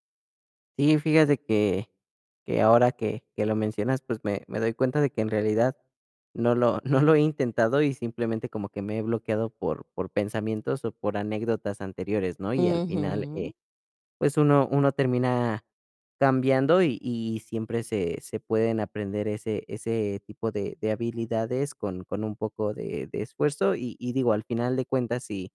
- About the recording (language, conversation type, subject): Spanish, advice, ¿Cómo puedo manejar una voz crítica interna intensa que descarta cada idea?
- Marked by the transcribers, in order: laughing while speaking: "no lo"; static